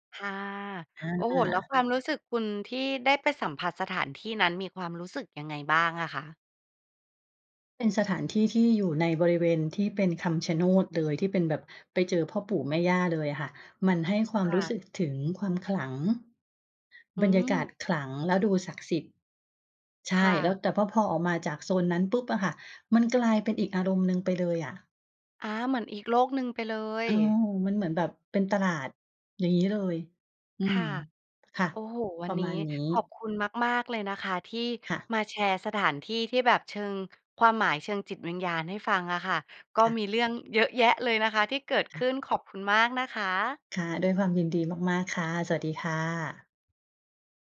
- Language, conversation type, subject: Thai, podcast, มีสถานที่ไหนที่มีความหมายทางจิตวิญญาณสำหรับคุณไหม?
- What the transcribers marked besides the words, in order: none